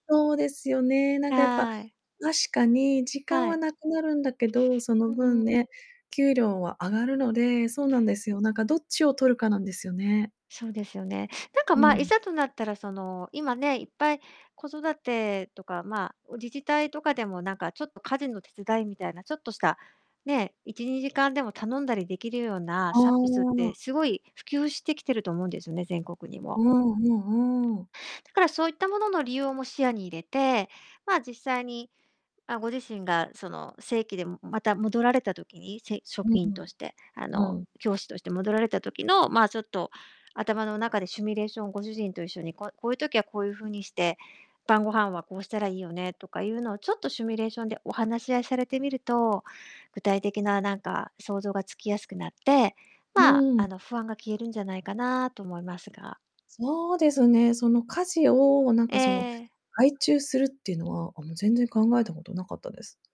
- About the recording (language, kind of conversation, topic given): Japanese, advice, 転職するべきか今の職場に残るべきか、今どんなことで悩んでいますか？
- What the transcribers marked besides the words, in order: distorted speech; tapping; static; "シミュレーション" said as "シュミレーション"; "シミュレーション" said as "シュミレーション"